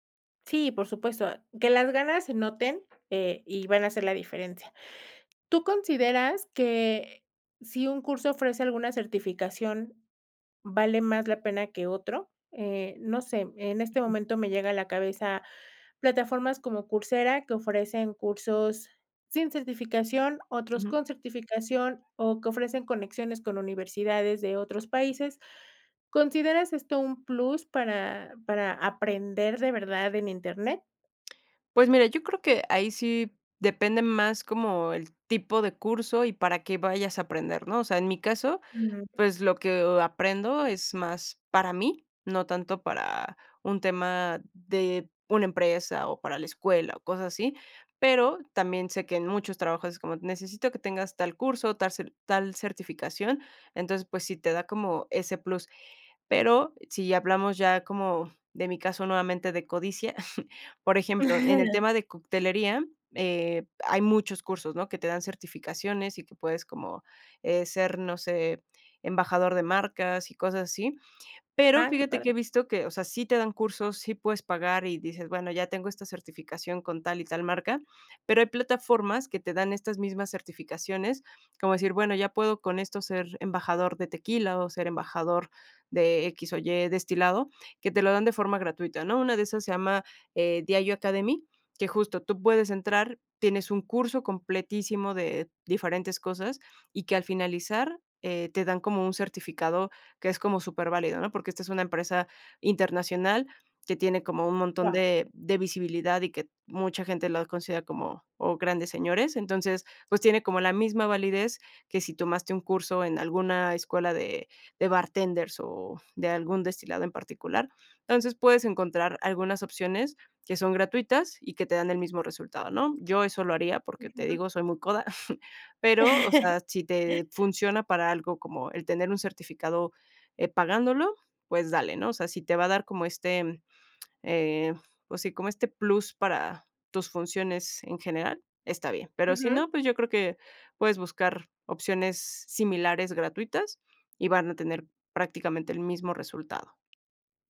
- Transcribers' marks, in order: other noise; chuckle; chuckle; unintelligible speech; chuckle; other background noise
- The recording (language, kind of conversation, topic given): Spanish, podcast, ¿Cómo usas internet para aprender de verdad?